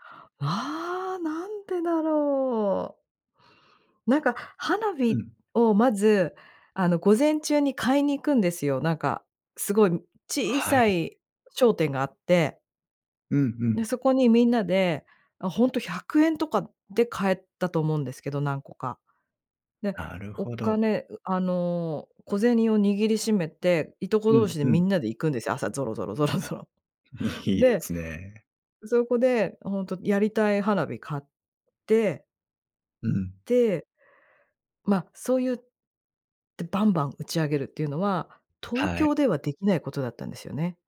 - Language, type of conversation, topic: Japanese, podcast, 子どもの頃の一番の思い出は何ですか？
- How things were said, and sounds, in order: laughing while speaking: "いいですね"; chuckle